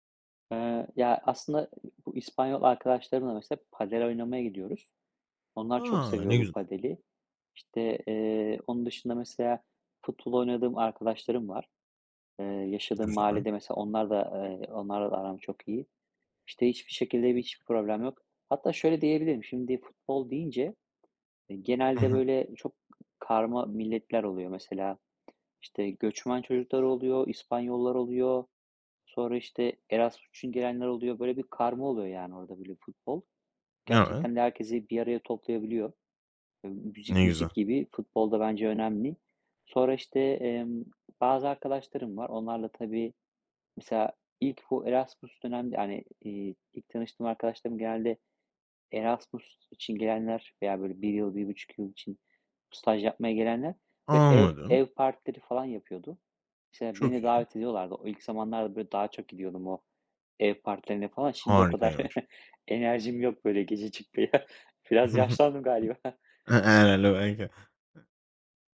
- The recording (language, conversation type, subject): Turkish, podcast, Yabancı bir şehirde yeni bir çevre nasıl kurulur?
- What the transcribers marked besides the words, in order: other noise; other background noise; tapping; chuckle; laughing while speaking: "çıkmaya"; giggle; unintelligible speech; laughing while speaking: "galiba"